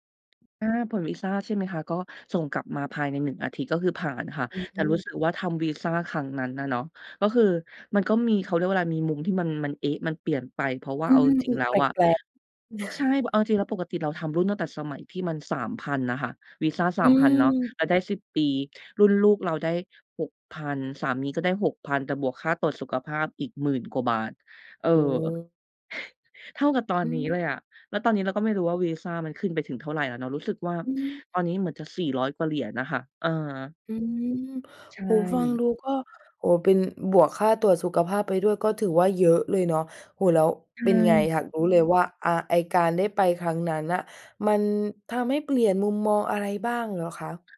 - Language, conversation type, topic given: Thai, podcast, การเดินทางครั้งไหนที่ทำให้คุณมองโลกเปลี่ยนไปบ้าง?
- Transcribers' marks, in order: chuckle; other background noise